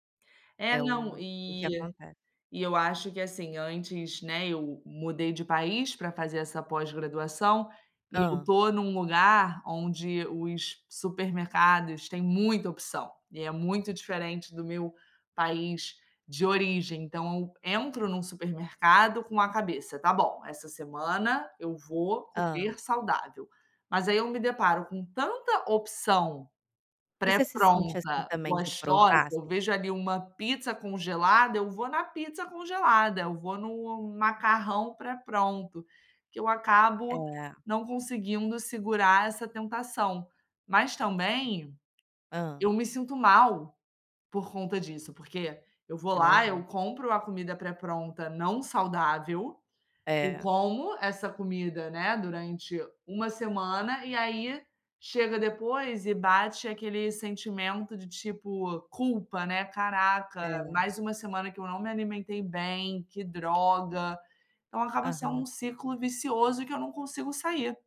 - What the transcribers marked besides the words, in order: tapping
- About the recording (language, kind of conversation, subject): Portuguese, advice, Como resistir à tentação de comer alimentos prontos e rápidos quando estou cansado?